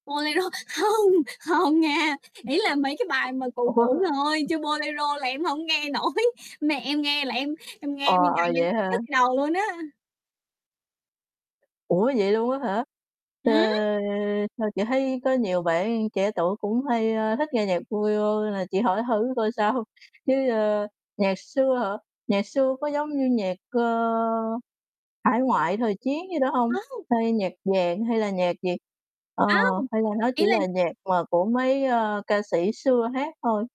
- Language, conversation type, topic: Vietnamese, unstructured, Âm nhạc có giúp bạn giải tỏa căng thẳng không?
- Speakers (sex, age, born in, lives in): female, 25-29, Vietnam, Vietnam; female, 30-34, Vietnam, Vietnam
- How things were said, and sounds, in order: laughing while speaking: "hông, hông nha"; static; other background noise; laughing while speaking: "Ủa?"; laughing while speaking: "nổi"; tapping; distorted speech; laughing while speaking: "sao"